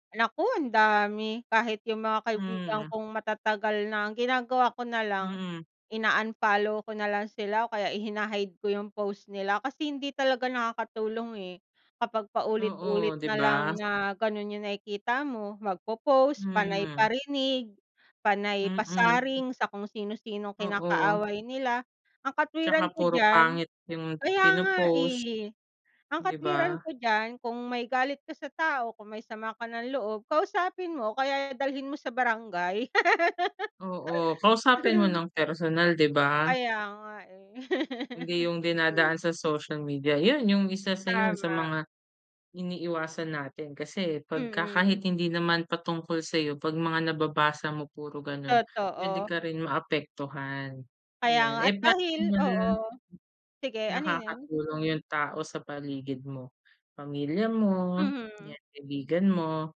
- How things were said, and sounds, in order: laugh; unintelligible speech
- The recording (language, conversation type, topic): Filipino, unstructured, Paano mo pinapangalagaan ang iyong kalusugang pangkaisipan araw-araw?